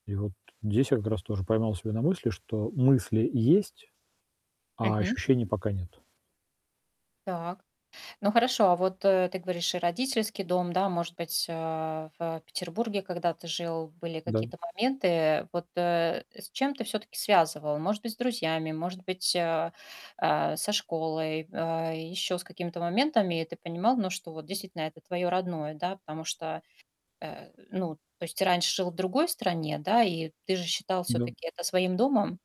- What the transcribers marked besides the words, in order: static; other background noise
- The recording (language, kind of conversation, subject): Russian, advice, Как почувствовать себя дома в другой стране?